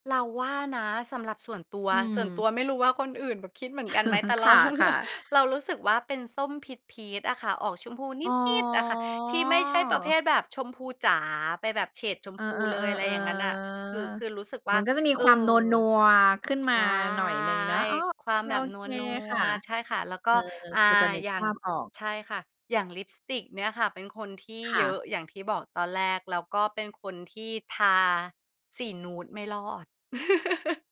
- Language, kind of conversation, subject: Thai, podcast, คุณมีวิธีแต่งตัวยังไงในวันที่อยากมั่นใจ?
- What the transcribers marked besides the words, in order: chuckle; chuckle; drawn out: "อ๋อ"; drawn out: "เออ"; tapping; drawn out: "ใช่"; chuckle